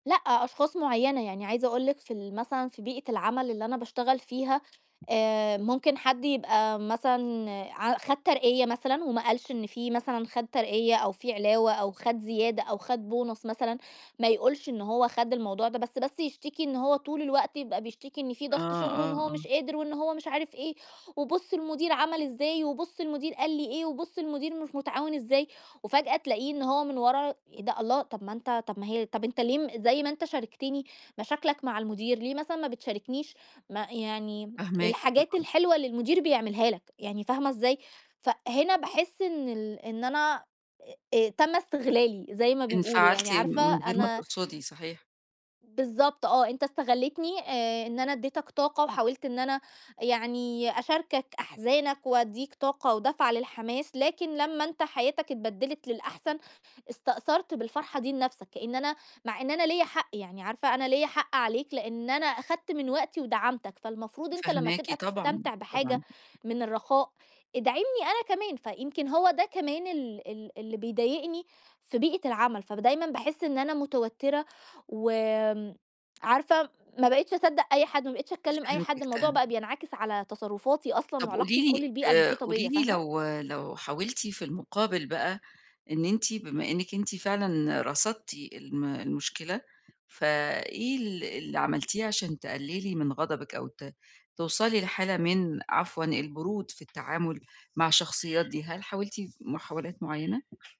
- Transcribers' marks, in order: tapping; in English: "بونص"; unintelligible speech; horn
- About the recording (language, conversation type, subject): Arabic, advice, إزاي أقدر أسيطر على غضبي ومشاعري القوية في المواقف اليومية الصعبة؟